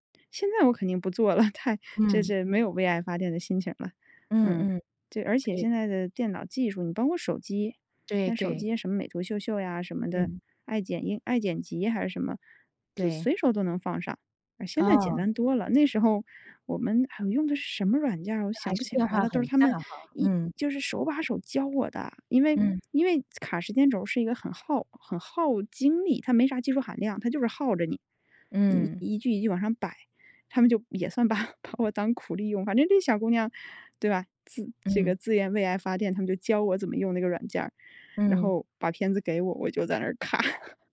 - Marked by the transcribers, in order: laughing while speaking: "了"; laughing while speaking: "把 把我当"; "愿" said as "研"; laughing while speaking: "看"; laugh
- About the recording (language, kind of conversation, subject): Chinese, podcast, 你的爱好有没有帮助你学到其他技能？